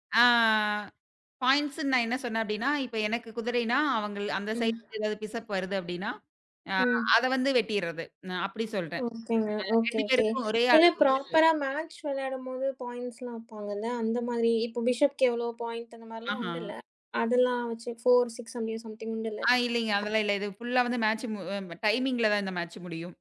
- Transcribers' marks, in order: drawn out: "ஆ"; in English: "பாயிண்ட்ஸ்ன்னு"; in English: "பிஷப்"; unintelligible speech; in English: "பிராப்பரா"; in English: "பாய்ண்ட்ஸ்லாம்"; in English: "பிஷப்க்கு"; in English: "பாய்ண்ட்"; in English: "ஃபோர், சிக்ஸ சம்திங்,சம்திங்"; other noise; in English: "டைமிங்கில"
- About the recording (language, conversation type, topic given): Tamil, podcast, இந்த பொழுதுபோக்கை பிறருடன் பகிர்ந்து மீண்டும் ரசித்தீர்களா?